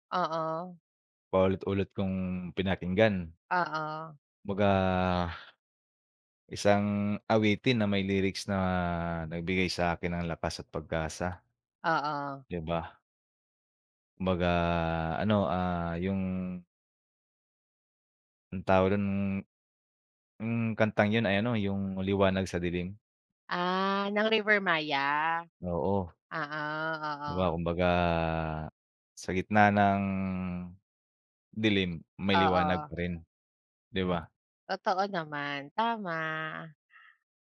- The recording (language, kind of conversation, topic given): Filipino, unstructured, Paano nakaaapekto ang musika sa iyong araw-araw na buhay?
- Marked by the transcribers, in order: none